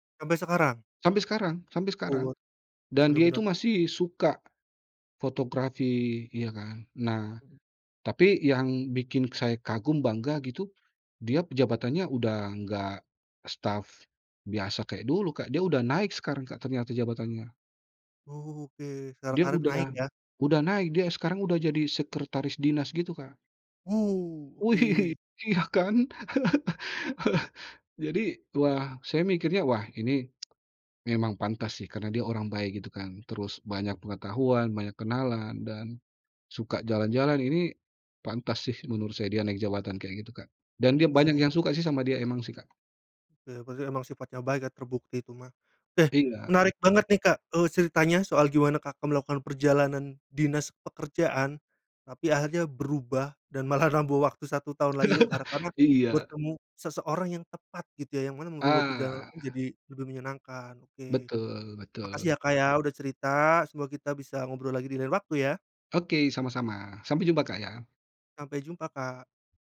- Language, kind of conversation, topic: Indonesian, podcast, Pernahkah kamu bertemu warga setempat yang membuat perjalananmu berubah, dan bagaimana ceritanya?
- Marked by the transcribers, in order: "jabatannya" said as "pejabatannya"; laughing while speaking: "Wih, iya"; chuckle; tsk; tapping; laughing while speaking: "malah"; chuckle